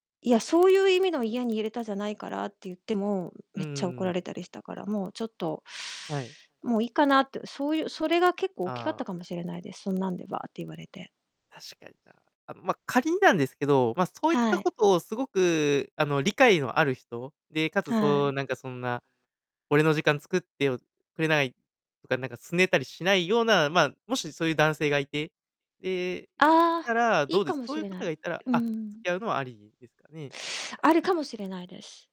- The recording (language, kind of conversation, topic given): Japanese, advice, 新しい恋に踏み出すのが怖くてデートを断ってしまうのですが、どうしたらいいですか？
- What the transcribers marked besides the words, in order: distorted speech; teeth sucking